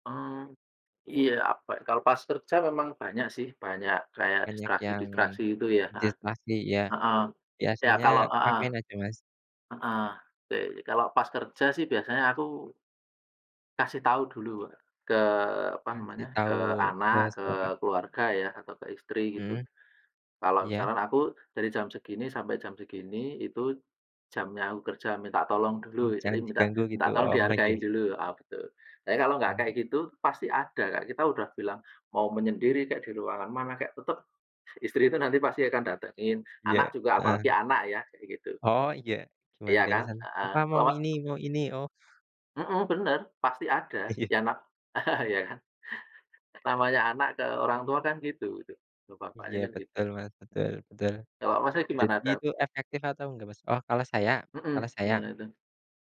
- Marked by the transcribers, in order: laughing while speaking: "iya"; other background noise; laughing while speaking: "Iya"; laugh
- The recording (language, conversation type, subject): Indonesian, unstructured, Bagaimana cara kamu mengatur waktu agar lebih produktif?
- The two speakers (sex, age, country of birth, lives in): male, 25-29, Indonesia, Indonesia; male, 40-44, Indonesia, Indonesia